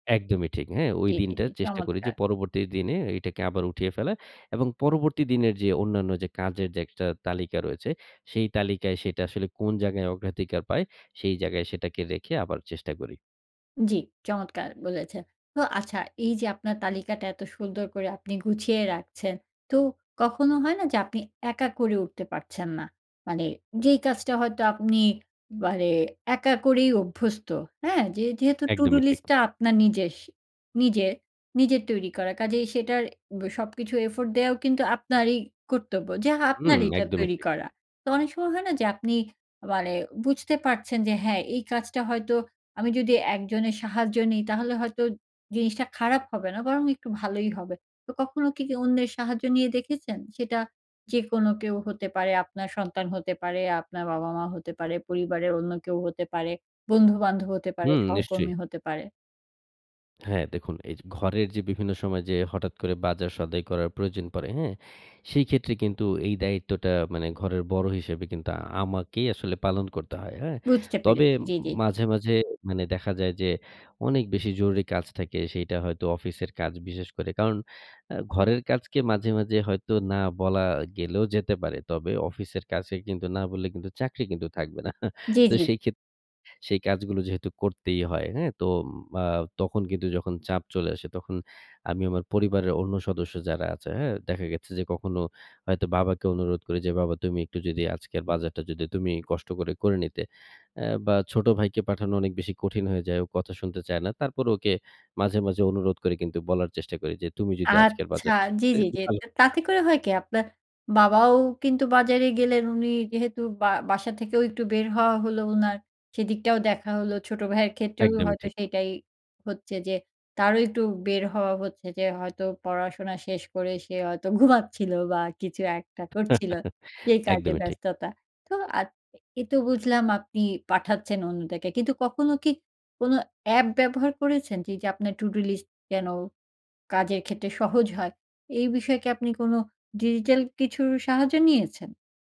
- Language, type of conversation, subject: Bengali, podcast, টু-ডু লিস্ট কীভাবে গুছিয়ে রাখেন?
- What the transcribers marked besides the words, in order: in English: "effort"; tapping; chuckle; unintelligible speech; chuckle; unintelligible speech